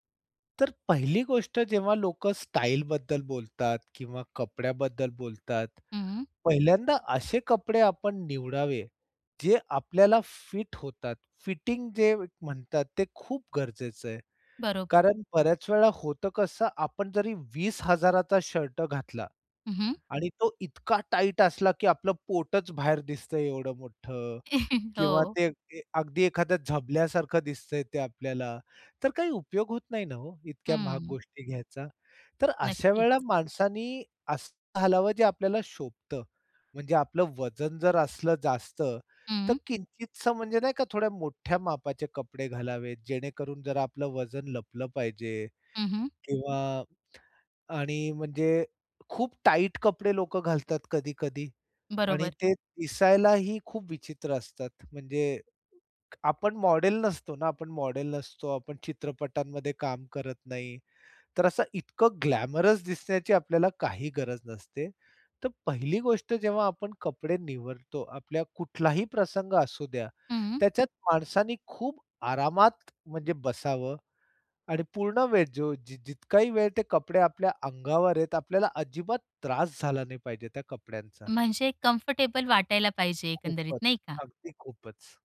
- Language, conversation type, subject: Marathi, podcast, तू तुझ्या दैनंदिन शैलीतून स्वतःला कसा व्यक्त करतोस?
- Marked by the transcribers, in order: stressed: "पोटच"; chuckle; lip smack; tapping; in English: "ग्लॅमरस"; in English: "कंफर्टेबल"